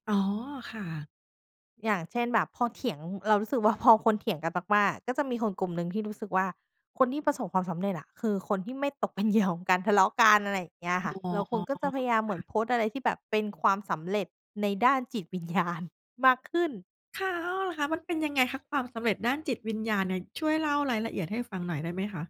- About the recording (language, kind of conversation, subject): Thai, podcast, สังคมออนไลน์เปลี่ยนความหมายของความสำเร็จอย่างไรบ้าง?
- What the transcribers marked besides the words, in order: laughing while speaking: "เหยื่อ"; laughing while speaking: "วิญญาณ"; tapping